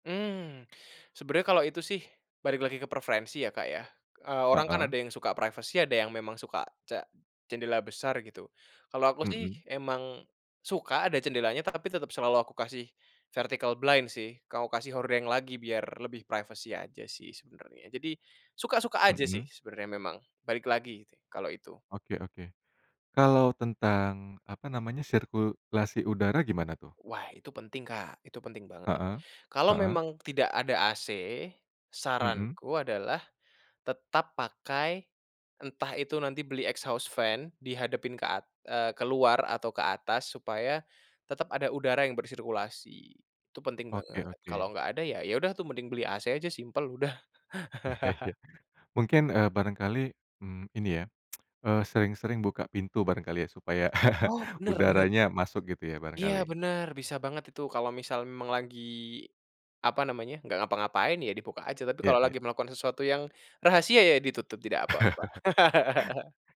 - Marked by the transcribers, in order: in English: "privacy"; in English: "vertical blind"; in English: "privacy"; in English: "exhaust fan"; other animal sound; chuckle; tsk; chuckle; chuckle; laugh
- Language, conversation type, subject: Indonesian, podcast, Bagaimana cara memaksimalkan ruang kecil agar terasa lebih lega?